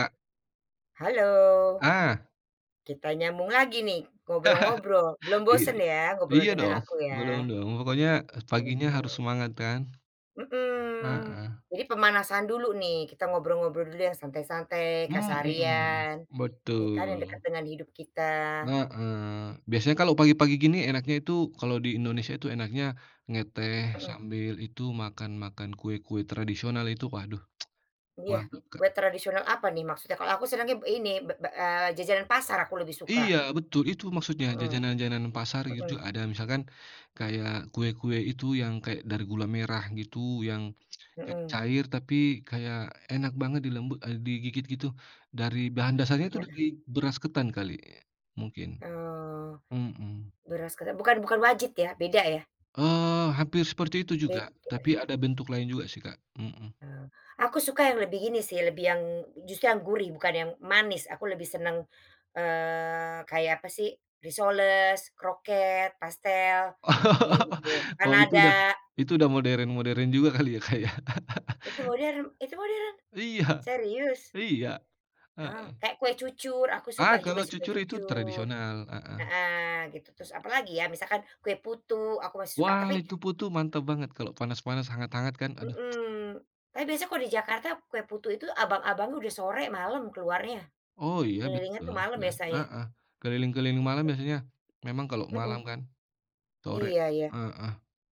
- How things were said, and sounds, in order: chuckle; tsk; laugh; chuckle; tsk
- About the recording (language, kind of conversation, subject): Indonesian, unstructured, Apa yang membuatmu takut akan masa depan jika kita tidak menjaga alam?
- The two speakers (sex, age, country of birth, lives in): female, 50-54, Indonesia, Netherlands; male, 35-39, Indonesia, Indonesia